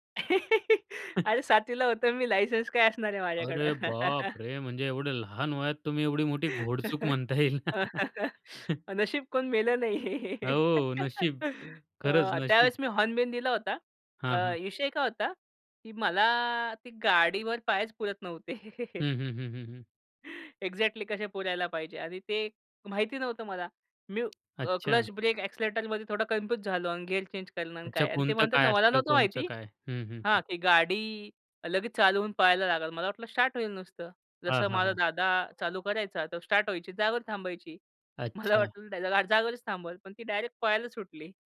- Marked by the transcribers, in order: laugh; laughing while speaking: "अरे! सातवी ला होतो मी. लायसन्स काय असणार आहे माझ्याकडं"; chuckle; laugh; laughing while speaking: "नशीब कोण मेलं नाही"; laughing while speaking: "म्हणता येईल"; chuckle; laugh; in English: "एक्झॅक्टली"; tapping; in English: "क्लच ब्रेक एक्सिलेटरमध्ये"; laughing while speaking: "मला वाटलं"; other background noise
- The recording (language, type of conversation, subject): Marathi, podcast, चूक झाली तर त्यातून कशी शिकलात?